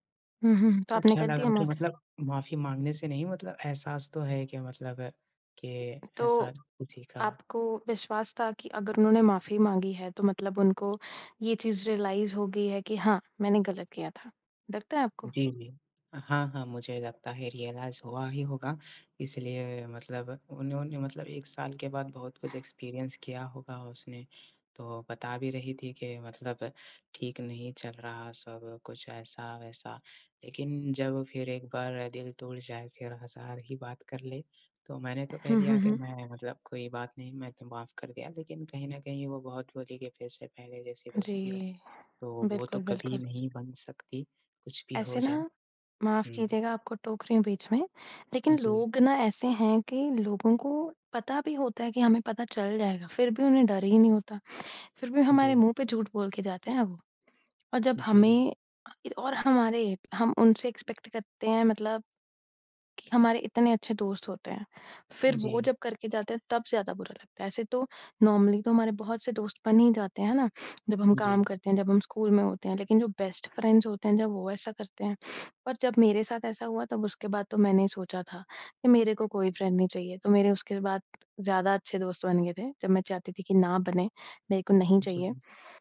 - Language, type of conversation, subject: Hindi, unstructured, क्या झगड़े के बाद दोस्ती फिर से हो सकती है?
- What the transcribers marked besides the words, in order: tapping; other background noise; in English: "रियलाइज़"; in English: "रियलाइज़"; in English: "एक्सपीरियंस"; in English: "एक्सपेक्ट"; in English: "नॉर्मली"; in English: "बेस्ट फ्रेंड्स"; in English: "फ्रेंड"